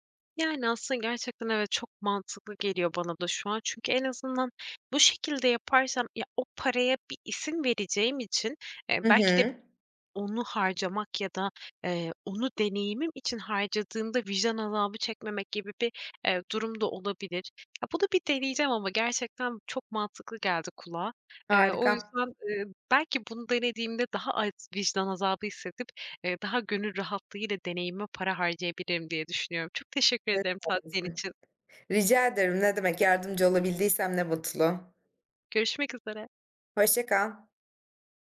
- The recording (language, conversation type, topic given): Turkish, advice, Deneyimler ve eşyalar arasında bütçemi nasıl paylaştırmalıyım?
- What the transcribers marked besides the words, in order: other background noise; tapping